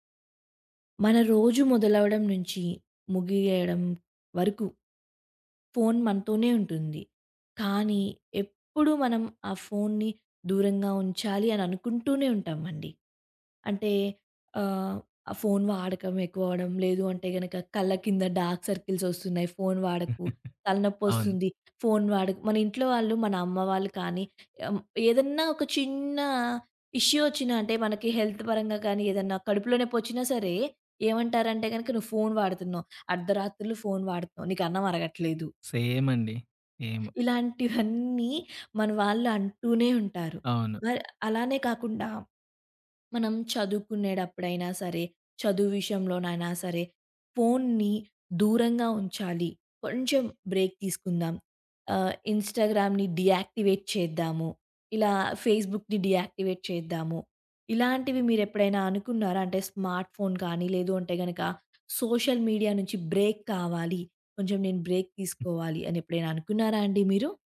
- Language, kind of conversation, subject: Telugu, podcast, స్మార్ట్‌ఫోన్ లేదా సామాజిక మాధ్యమాల నుంచి కొంత విరామం తీసుకోవడం గురించి మీరు ఎలా భావిస్తారు?
- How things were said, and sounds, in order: in English: "డార్క్ సర్కిల్స్"; tapping; chuckle; in English: "ఇష్యూ"; in English: "హెల్త్"; in English: "బ్రేక్"; in English: "ఇన్‌స్టాగ్రామ్‌ని డియాయాక్టివేట్"; in English: "ఫేస్‌బుక్‌ని డియాక్టివేట్"; in English: "స్మార్ట్ ఫోన్"; other background noise; in English: "సోషల్ మీడియా"; in English: "బ్రేక్"; in English: "బ్రేక్"